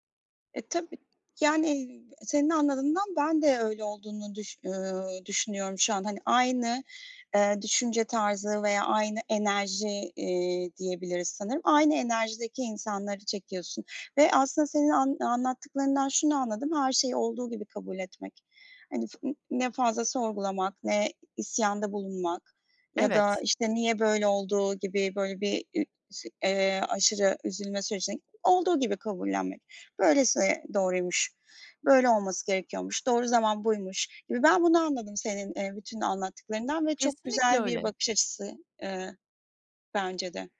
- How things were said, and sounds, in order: tapping; unintelligible speech
- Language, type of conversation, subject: Turkish, podcast, Hayatta öğrendiğin en önemli ders nedir?